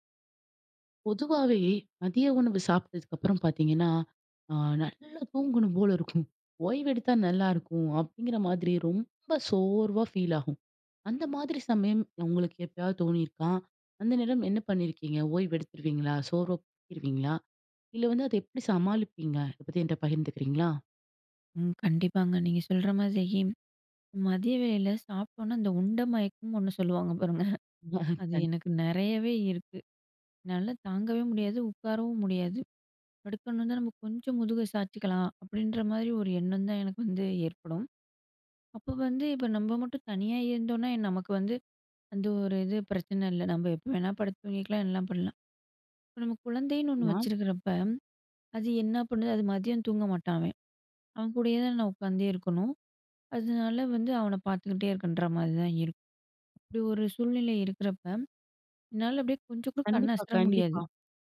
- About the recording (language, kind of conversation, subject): Tamil, podcast, மதிய சோர்வு வந்தால் நீங்கள் அதை எப்படி சமாளிப்பீர்கள்?
- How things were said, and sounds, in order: other background noise; laughing while speaking: "பாருங்க"; laugh; laughing while speaking: "கண்"